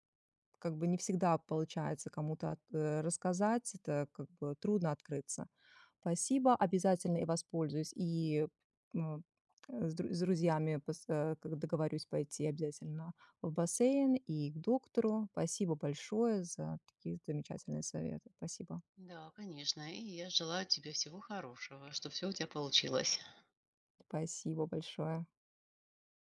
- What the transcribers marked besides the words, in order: tapping; other background noise
- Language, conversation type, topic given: Russian, advice, Как постоянная боль или травма мешает вам регулярно заниматься спортом?